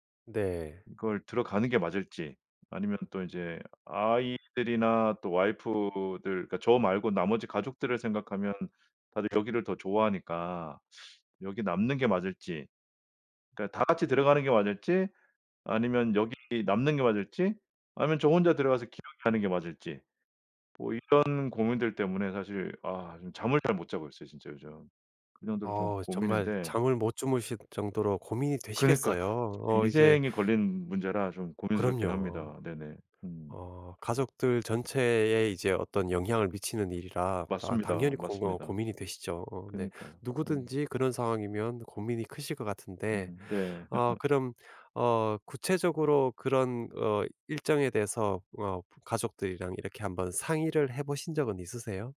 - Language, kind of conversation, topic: Korean, advice, 안정된 직장을 계속 다닐지, 꿈을 좇아 도전할지 어떻게 결정해야 할까요?
- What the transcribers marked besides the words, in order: other background noise; tapping; unintelligible speech